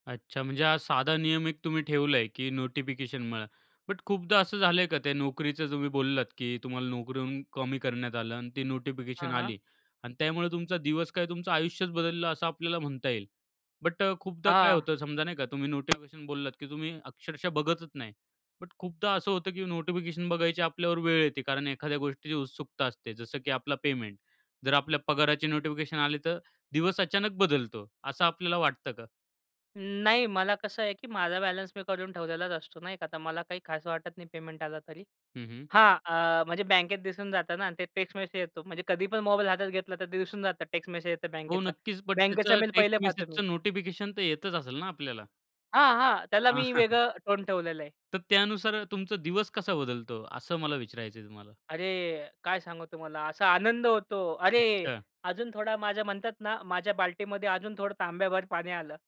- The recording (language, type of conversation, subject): Marathi, podcast, नोटिफिकेशन्समुळे तुमचा दिवस कसा बदलतो—तुमचा अनुभव काय आहे?
- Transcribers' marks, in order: "म्हणा" said as "मळा"; tapping; laughing while speaking: "हां"